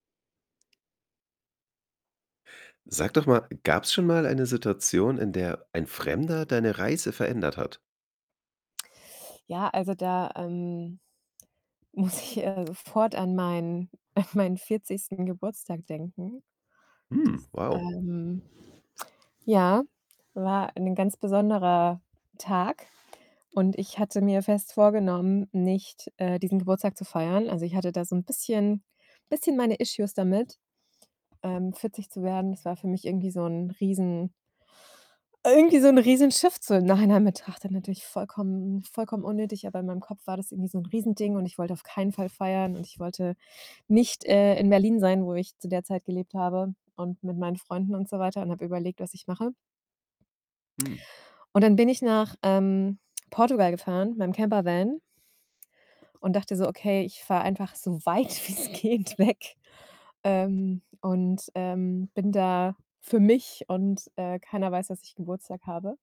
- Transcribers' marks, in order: other background noise; tapping; laughing while speaking: "muss ich"; distorted speech; laughing while speaking: "an meinen"; in English: "issues"; static; in English: "Shift"; laughing while speaking: "weit wie's geht weg"
- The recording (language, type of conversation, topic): German, podcast, Wie hat eine Begegnung mit einer fremden Person deine Reise verändert?
- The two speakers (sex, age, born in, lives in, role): female, 40-44, Romania, Germany, guest; male, 35-39, Germany, Germany, host